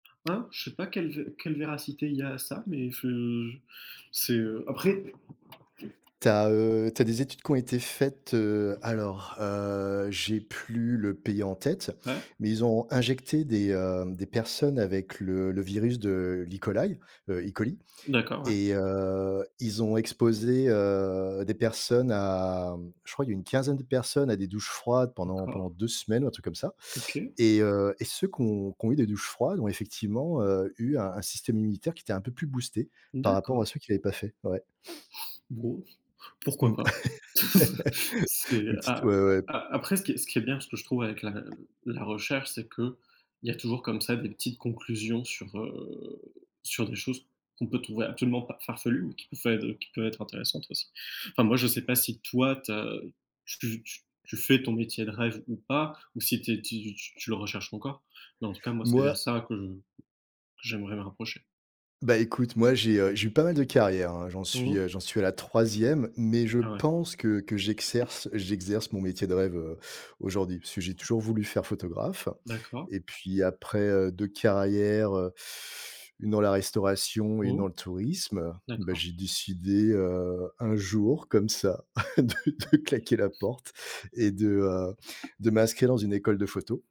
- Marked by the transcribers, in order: tapping; other background noise; put-on voice: "l'E. coli"; sniff; chuckle; laugh; stressed: "toi"; "j'exerce-" said as "j'egserce"; chuckle; laughing while speaking: "de de"
- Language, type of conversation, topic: French, unstructured, Quel métier rêves-tu d’exercer un jour ?